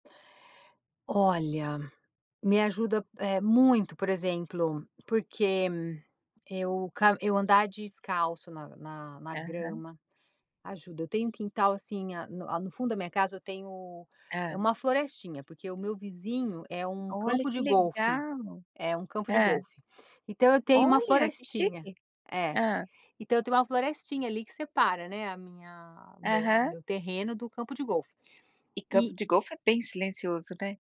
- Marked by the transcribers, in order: none
- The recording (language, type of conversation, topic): Portuguese, podcast, Como a natureza pode ajudar você a lidar com a ansiedade?